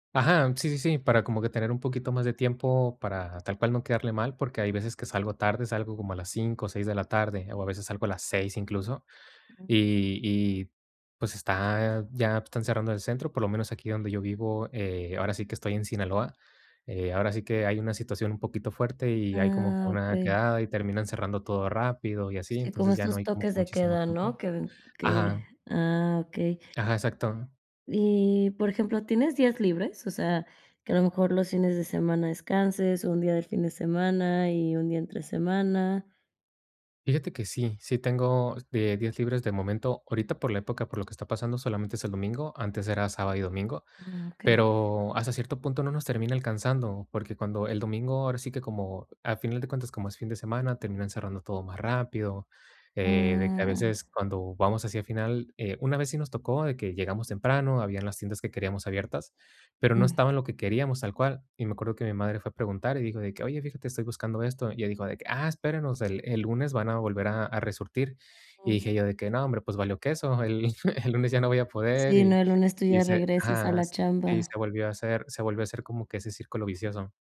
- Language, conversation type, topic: Spanish, advice, ¿Cómo puedo bloquear tiempo para equilibrar mis tareas personales y laborales?
- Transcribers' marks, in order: other background noise